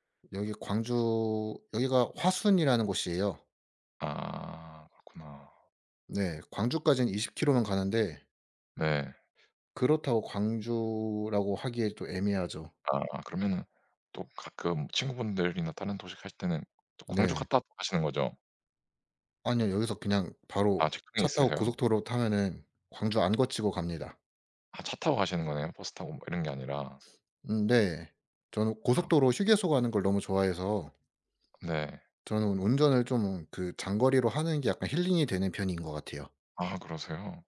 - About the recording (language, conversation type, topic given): Korean, unstructured, 오늘 하루는 보통 어떻게 시작하세요?
- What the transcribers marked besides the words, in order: sniff; tapping; other background noise